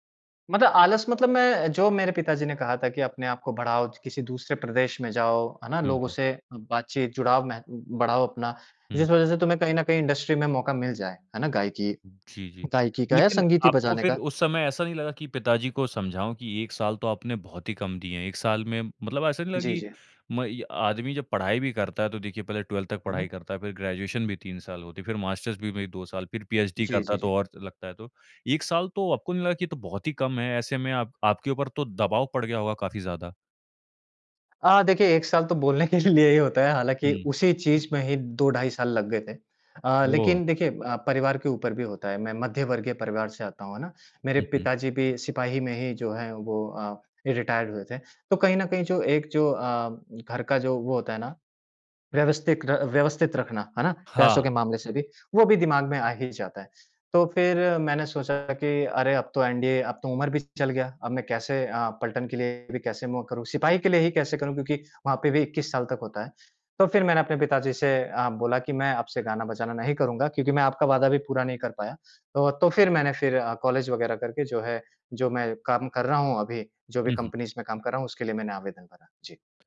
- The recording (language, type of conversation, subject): Hindi, podcast, तुम्हारे घरवालों ने तुम्हारी नाकामी पर कैसी प्रतिक्रिया दी थी?
- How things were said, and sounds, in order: in English: "इंडस्ट्री"; in English: "ट्वेल्थ"; in English: "ग्रेजुएशन"; in English: "मास्टर्स"; laughing while speaking: "बोलने के लिए ही"; in English: "रिटायर्ड"; "व्यवस्थित" said as "व्यवस्थिक"; in English: "कंपनीज़"